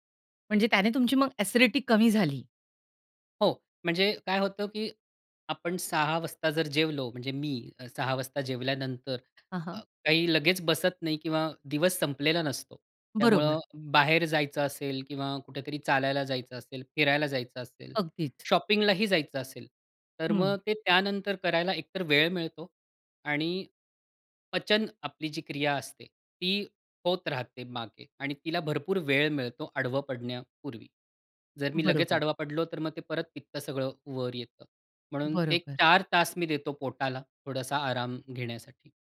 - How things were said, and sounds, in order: in English: "शॉपिंगलाही"
- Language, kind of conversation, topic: Marathi, podcast, रात्री झोपायला जाण्यापूर्वी तुम्ही काय करता?